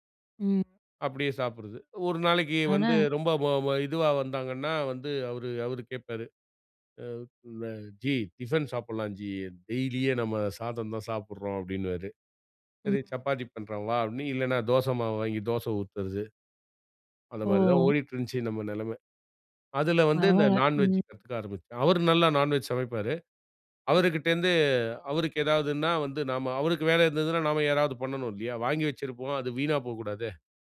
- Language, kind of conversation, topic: Tamil, podcast, புதிய விஷயங்கள் கற்றுக்கொள்ள உங்களைத் தூண்டும் காரணம் என்ன?
- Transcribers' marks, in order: in Hindi: "ஜி"; in Hindi: "ஜி"; in English: "டெய்லியே"; other background noise; tapping; other noise